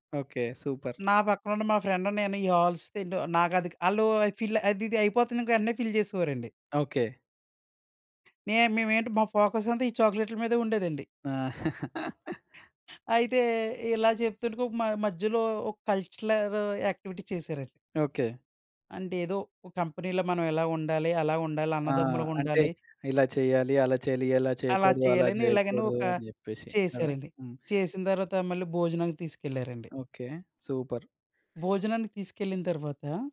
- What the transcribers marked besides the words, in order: in English: "సూపర్"; in English: "ఫ్రెండ్"; in English: "హాల్స్"; in English: "ఫిల్"; in English: "ఫిల్"; in English: "ఫోకస్"; in English: "చాక్లేట్‌ల"; giggle; other background noise; in English: "కల్చరల్ యక్టివిటీ"; in English: "కంపెనీ‌లో"; in English: "సూపర్"
- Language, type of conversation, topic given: Telugu, podcast, మీరు మొదటి ఉద్యోగానికి వెళ్లిన రోజు ఎలా గడిచింది?